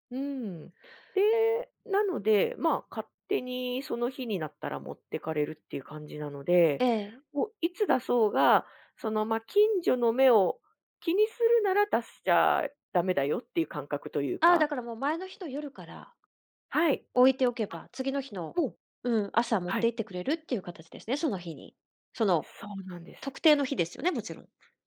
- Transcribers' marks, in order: other background noise; tapping
- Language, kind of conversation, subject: Japanese, podcast, ゴミ出しや分別はどのように管理していますか？